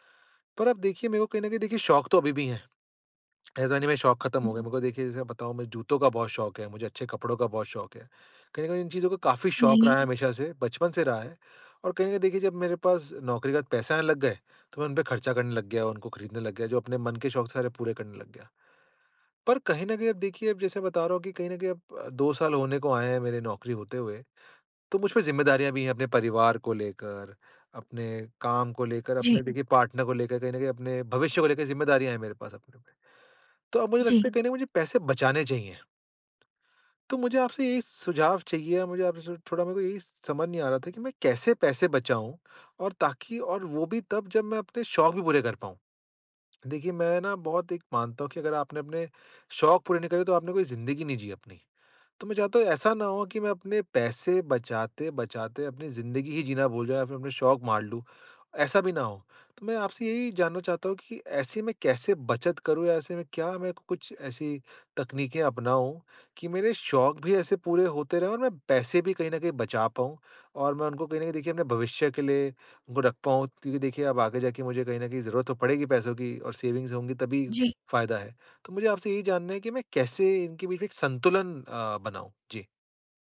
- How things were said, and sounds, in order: tapping; in English: "पार्टनर"; in English: "सेविंग्स"
- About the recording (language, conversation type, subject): Hindi, advice, पैसे बचाते हुए जीवन की गुणवत्ता कैसे बनाए रखूँ?